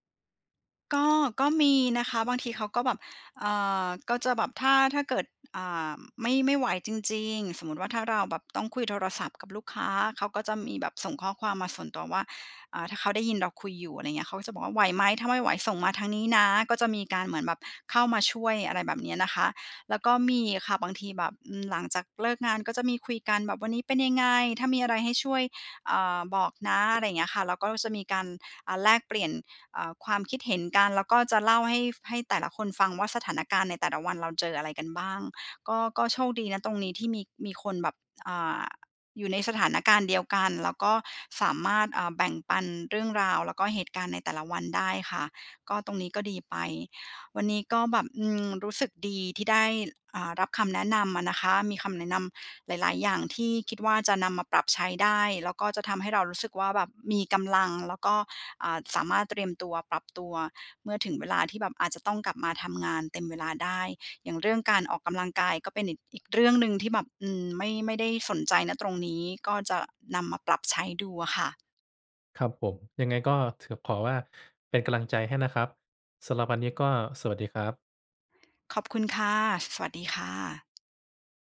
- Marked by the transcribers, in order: tapping
- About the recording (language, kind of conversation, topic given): Thai, advice, หลังจากภาวะหมดไฟ ฉันรู้สึกหมดแรงและกลัวว่าจะกลับไปทำงานเต็มเวลาไม่ได้ ควรทำอย่างไร?